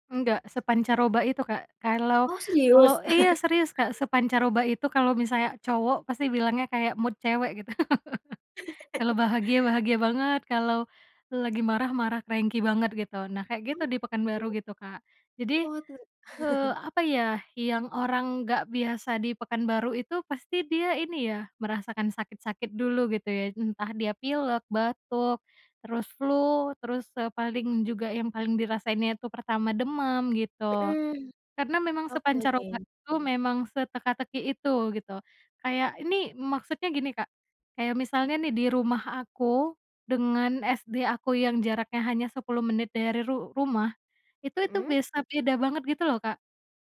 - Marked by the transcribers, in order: chuckle; in English: "mood"; chuckle; laugh; in English: "cranky"; unintelligible speech; chuckle
- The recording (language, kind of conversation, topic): Indonesian, podcast, Tanda-tanda alam apa yang kamu perhatikan untuk mengetahui pergantian musim?
- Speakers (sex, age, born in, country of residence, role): female, 25-29, Indonesia, Indonesia, guest; female, 25-29, Indonesia, Indonesia, host